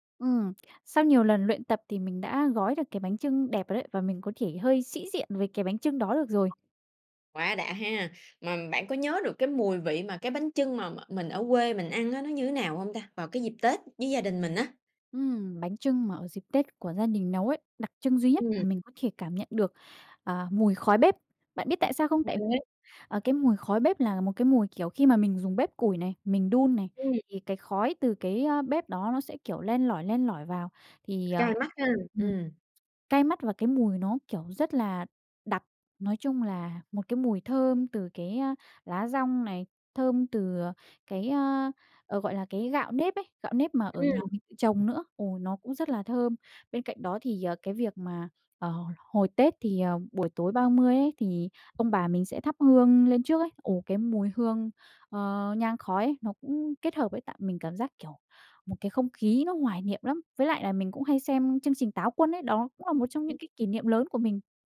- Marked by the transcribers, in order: other background noise; unintelligible speech; tapping
- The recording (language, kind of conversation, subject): Vietnamese, podcast, Bạn có thể kể về một kỷ niệm Tết gia đình đáng nhớ của bạn không?